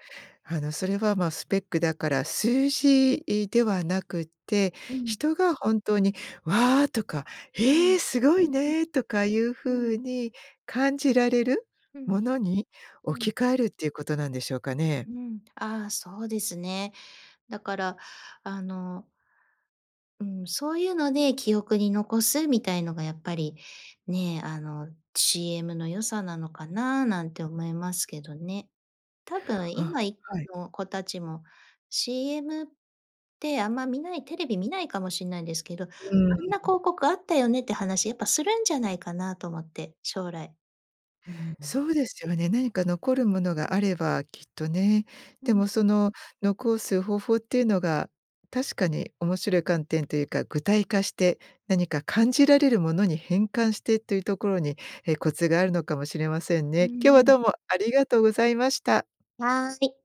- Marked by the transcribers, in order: unintelligible speech; other background noise
- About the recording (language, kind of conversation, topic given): Japanese, podcast, 昔のCMで記憶に残っているものは何ですか?